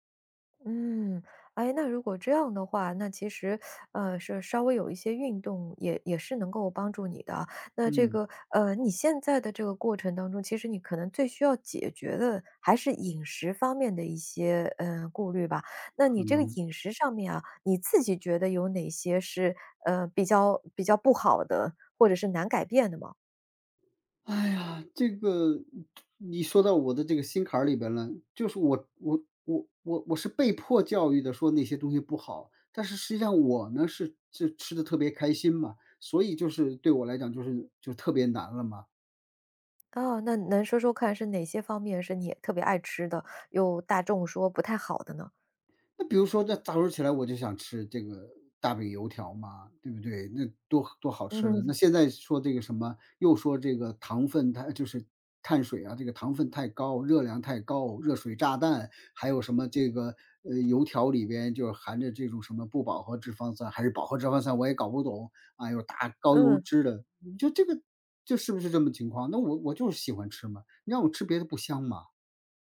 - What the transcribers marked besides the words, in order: teeth sucking; other noise; laughing while speaking: "嗯"
- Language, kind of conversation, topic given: Chinese, advice, 体检或健康诊断后，你需要改变哪些日常习惯？